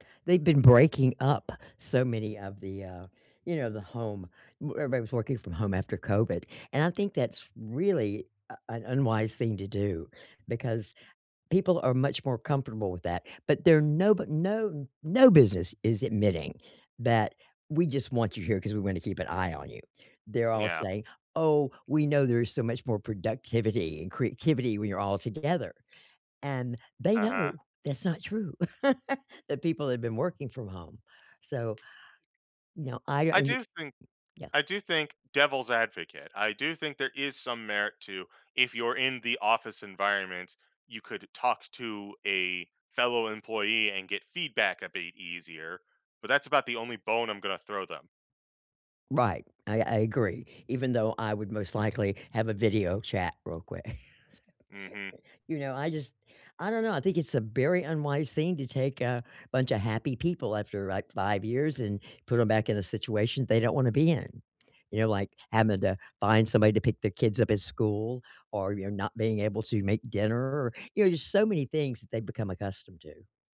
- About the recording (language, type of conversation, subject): English, unstructured, What does your ideal work environment look like?
- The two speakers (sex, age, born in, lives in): female, 65-69, United States, United States; male, 35-39, United States, United States
- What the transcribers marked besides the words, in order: laugh; tapping; chuckle